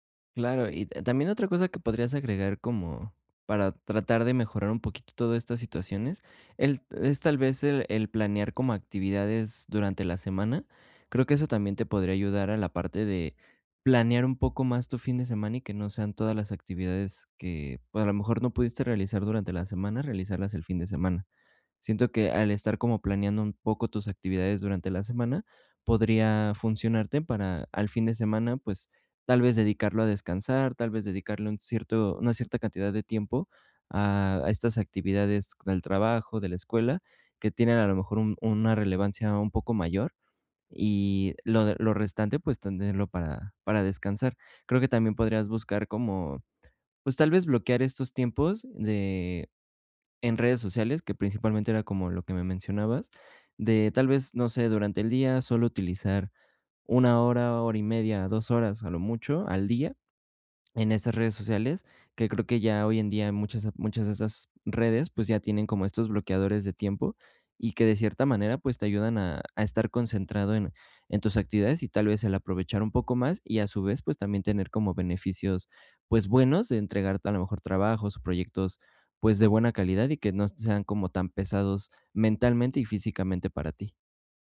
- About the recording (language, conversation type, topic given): Spanish, advice, ¿Cómo puedo equilibrar mi tiempo entre descansar y ser productivo los fines de semana?
- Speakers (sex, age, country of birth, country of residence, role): male, 20-24, Mexico, Mexico, advisor; male, 35-39, Mexico, Mexico, user
- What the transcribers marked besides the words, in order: none